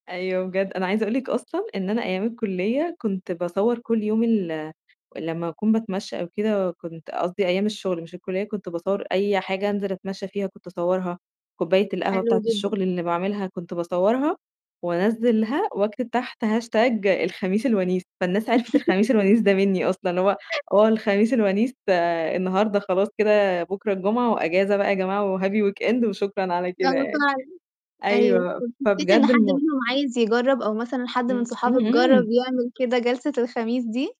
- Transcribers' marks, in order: in English: "hashtag"; laugh; in English: "وhappy weekend"; unintelligible speech; distorted speech
- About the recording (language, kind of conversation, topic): Arabic, podcast, تحكيلي عن عادة صغيرة بتفرّحك كل أسبوع؟